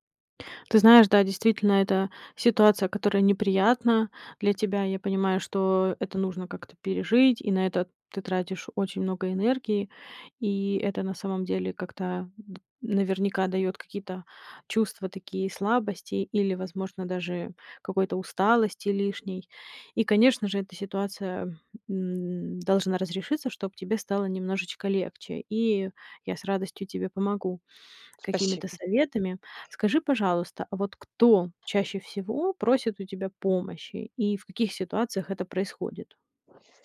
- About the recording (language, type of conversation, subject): Russian, advice, Как мне научиться устанавливать личные границы и перестать брать на себя лишнее?
- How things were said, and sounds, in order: tapping